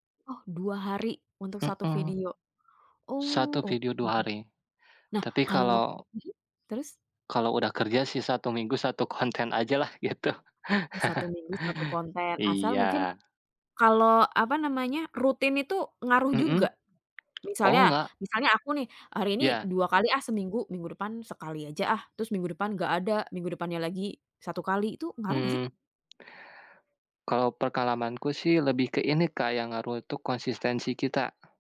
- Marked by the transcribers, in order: tapping; laughing while speaking: "gitu"; chuckle; other background noise; "pengalamanku" said as "perkalamanku"
- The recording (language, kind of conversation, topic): Indonesian, podcast, Apa yang membuat video pendek di TikTok atau Reels terasa menarik menurutmu?
- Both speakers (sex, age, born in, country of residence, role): female, 30-34, Indonesia, Indonesia, host; male, 18-19, Indonesia, Indonesia, guest